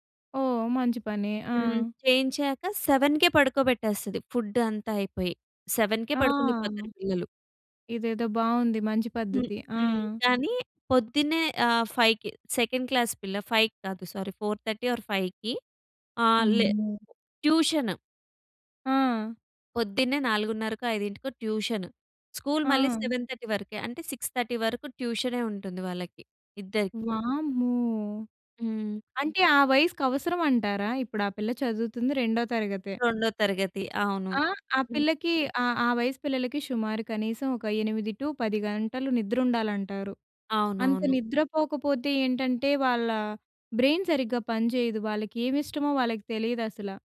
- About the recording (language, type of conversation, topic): Telugu, podcast, స్కూల్‌లో మానసిక ఆరోగ్యానికి ఎంత ప్రాధాన్యం ఇస్తారు?
- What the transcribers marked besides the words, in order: in English: "సెవెన్‌కే"; in English: "ఫుడ్"; in English: "సెవెన్‌కే"; in English: "ఫైవ్‌కి సెకండ్ క్లాస్"; in English: "ఫైవ్‌కి"; in English: "సారీ, ఫోర్ థర్టీ ఆర్ ఫైవ్‌కి"; tapping; in English: "ట్యూషన్"; in English: "ట్యూషన్. స్కూల్"; in English: "సెవెన్ థర్టీ"; in English: "సిక్స్ థర్టీ"; other noise; in English: "టూ"; in English: "బ్రెయిన్"